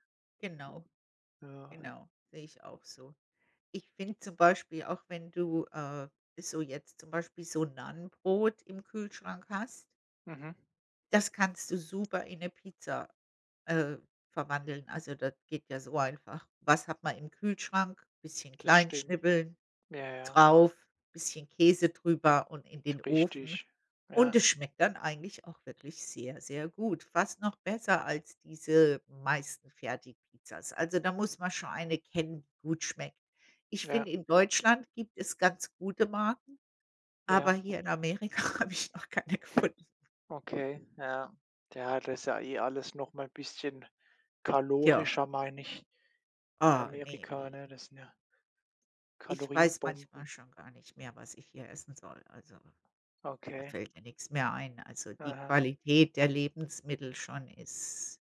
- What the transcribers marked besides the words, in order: other background noise; laughing while speaking: "Amerika habe ich noch keine gefunden"; wind
- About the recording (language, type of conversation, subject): German, unstructured, Was hältst du im Alltag von Fertiggerichten?